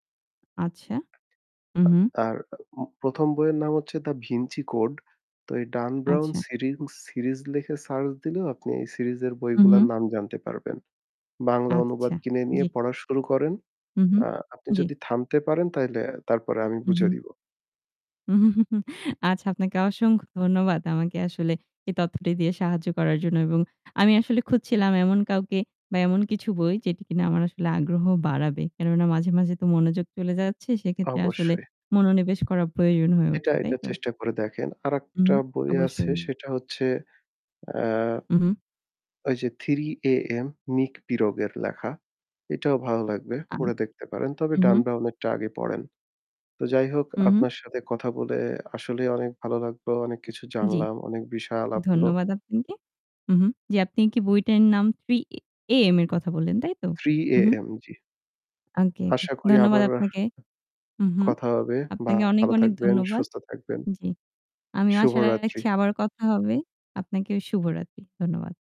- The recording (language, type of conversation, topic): Bengali, unstructured, পড়াশোনায় মনোনিবেশ কীভাবে বাড়ানো যায়?
- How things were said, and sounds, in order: other background noise; other noise; static; "বুঝিয়ে" said as "বুজে"; chuckle; tapping; distorted speech